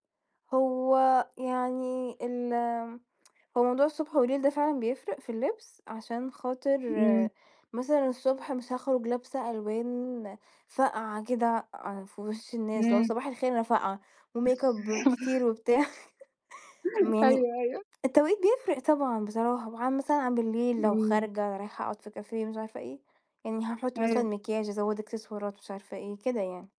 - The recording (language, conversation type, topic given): Arabic, podcast, إزاي بتختار ألوان لبسك؟
- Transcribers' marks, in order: lip smack; in English: "وميك اب"; laugh; laughing while speaking: "أيوه أيوه"; in English: "كافيه"